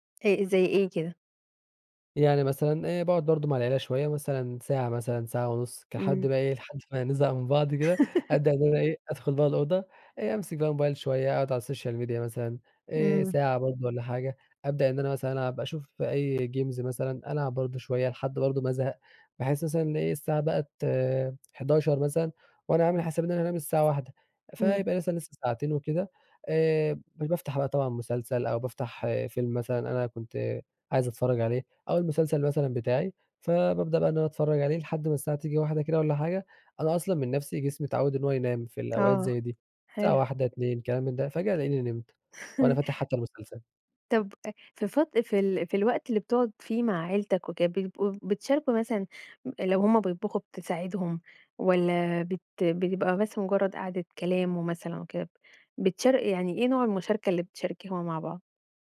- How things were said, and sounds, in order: laugh; in English: "الsocial media"; in English: "games"; tapping; other background noise; chuckle
- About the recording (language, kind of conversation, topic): Arabic, podcast, احكيلي عن روتينك اليومي في البيت؟